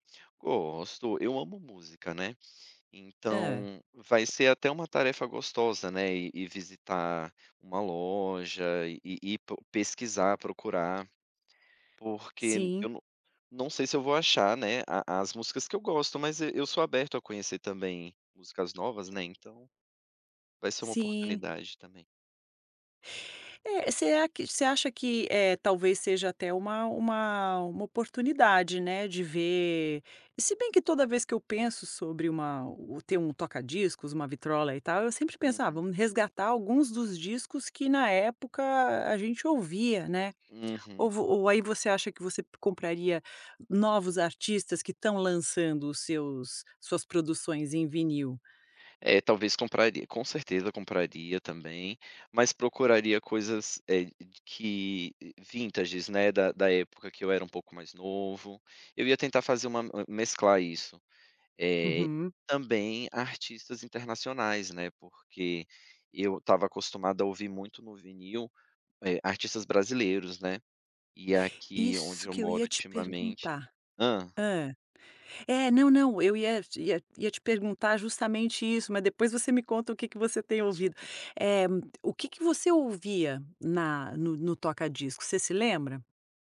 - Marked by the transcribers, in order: tapping
- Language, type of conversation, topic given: Portuguese, podcast, De que tecnologia antiga você sente mais falta de usar?